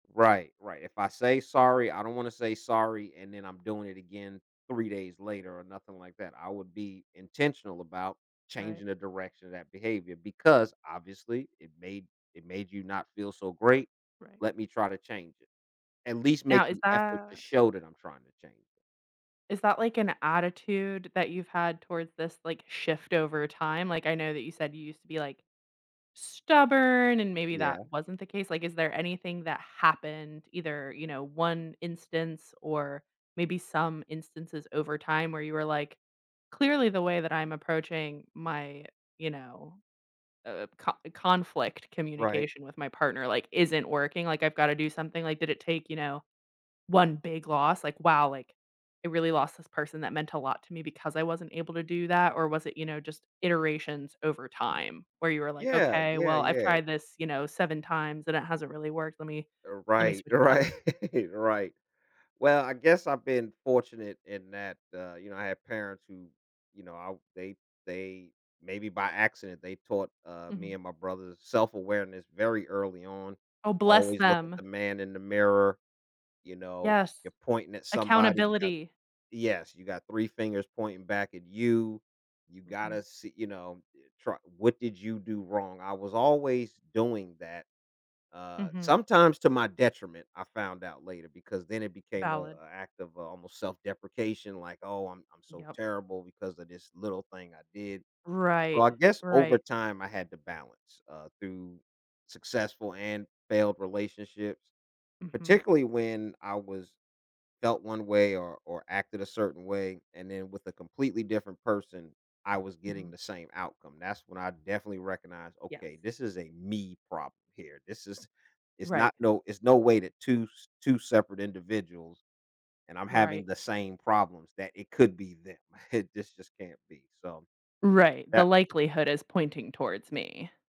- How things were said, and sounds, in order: laughing while speaking: "right"; stressed: "me"; laughing while speaking: "It"
- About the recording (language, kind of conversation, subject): English, unstructured, How do you know when it's time to apologize?
- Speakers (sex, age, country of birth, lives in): female, 25-29, United States, United States; male, 55-59, United States, United States